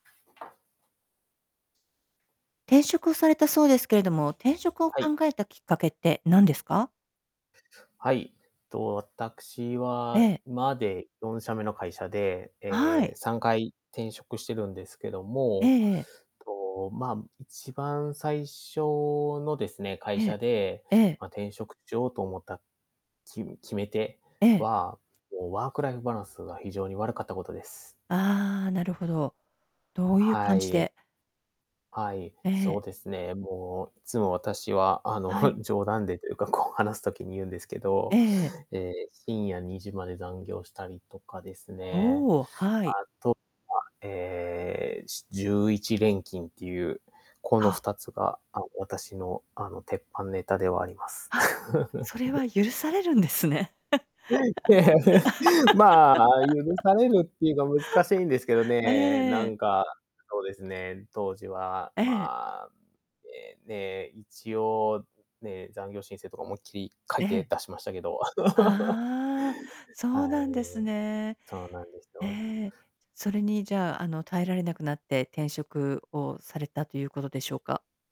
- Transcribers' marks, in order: tapping; static; laughing while speaking: "あの"; laughing while speaking: "こう"; laugh; laughing while speaking: "許されるんですね"; unintelligible speech; laugh; laugh
- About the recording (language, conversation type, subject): Japanese, podcast, 転職を考えるようになったきっかけは何ですか？